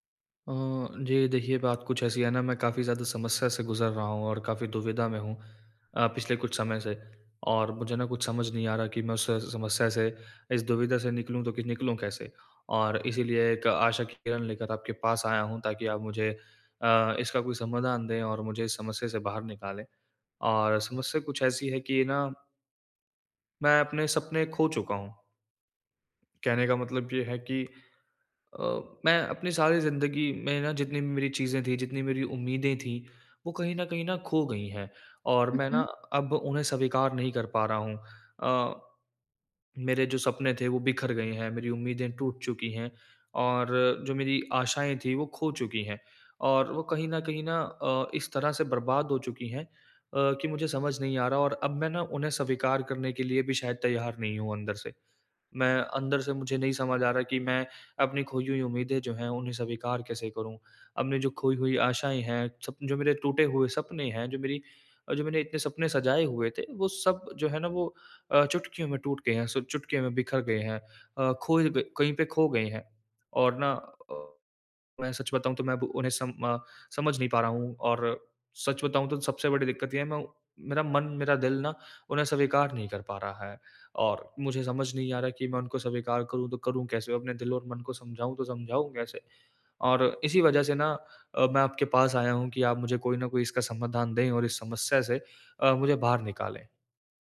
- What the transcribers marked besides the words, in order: none
- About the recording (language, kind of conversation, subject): Hindi, advice, मैं बीती हुई उम्मीदों और अधूरे सपनों को अपनाकर आगे कैसे बढ़ूँ?